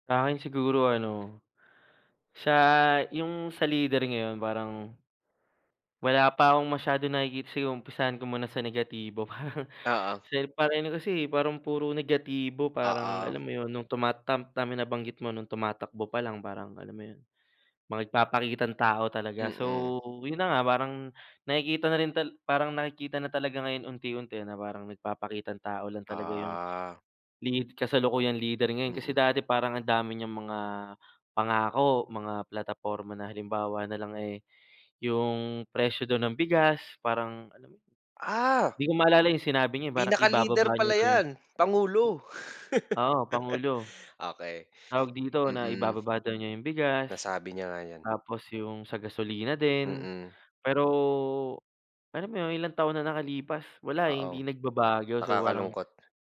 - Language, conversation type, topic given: Filipino, unstructured, Ano ang palagay mo sa kasalukuyang mga lider ng bansa?
- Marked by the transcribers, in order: chuckle; chuckle